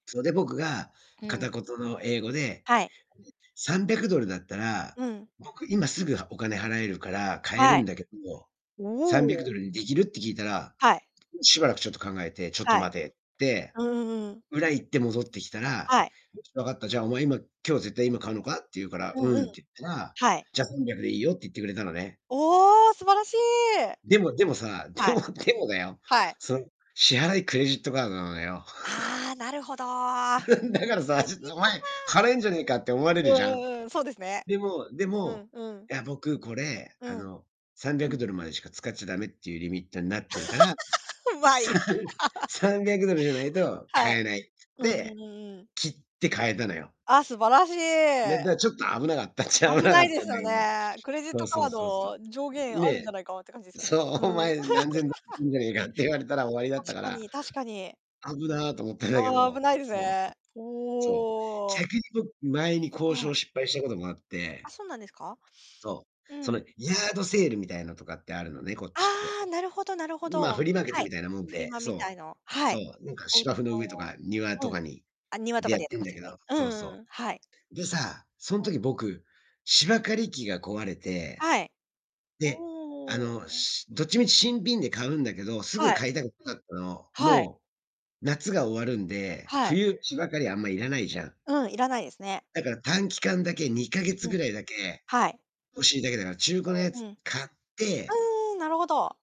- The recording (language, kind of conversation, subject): Japanese, unstructured, 価格交渉が成功した経験について教えてください？
- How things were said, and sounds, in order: other background noise; distorted speech; laughing while speaking: "でも でもだよ"; laugh; laughing while speaking: "だからさ、ちょっと"; laugh; laughing while speaking: "うまい"; laugh; laughing while speaking: "さん"; laughing while speaking: "危なかったっちゃ 危なかったんだけど"; laughing while speaking: "そう、お前、何千ドル かって言われたら"; laugh; unintelligible speech; laughing while speaking: "思ったんだけど"; in English: "ヤードセール"; static; drawn out: "おお"